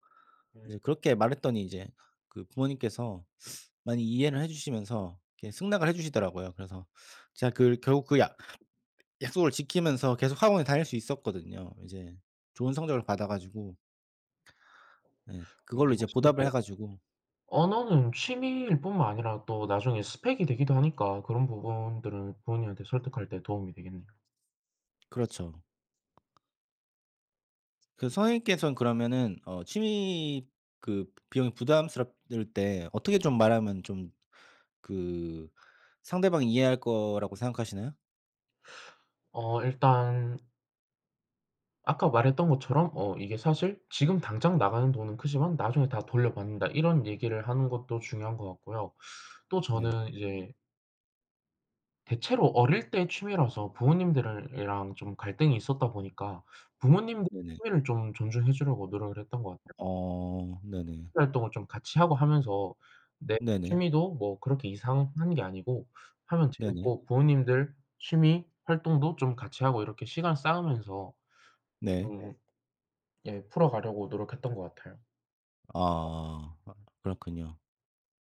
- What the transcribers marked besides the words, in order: other background noise; tapping; background speech
- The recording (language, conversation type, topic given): Korean, unstructured, 취미 활동에 드는 비용이 너무 많을 때 상대방을 어떻게 설득하면 좋을까요?